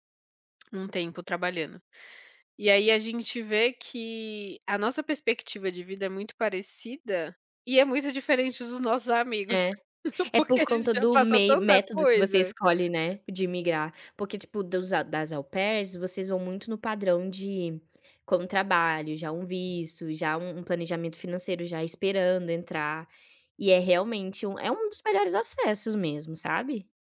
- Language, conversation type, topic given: Portuguese, unstructured, O que faz você se sentir grato hoje?
- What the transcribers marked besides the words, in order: laugh; laughing while speaking: "porque a gente"; in French: "au pair"